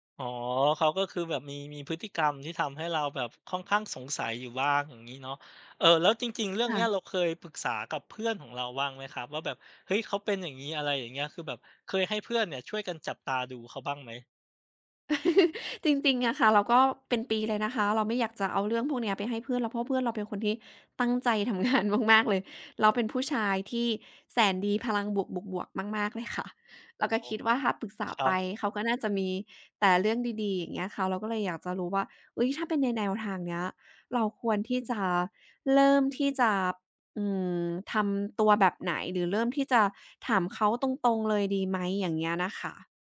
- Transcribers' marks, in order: other background noise; laugh; laughing while speaking: "งาน"
- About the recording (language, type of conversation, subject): Thai, advice, ทำไมคุณถึงสงสัยว่าแฟนกำลังมีความสัมพันธ์ลับหรือกำลังนอกใจคุณ?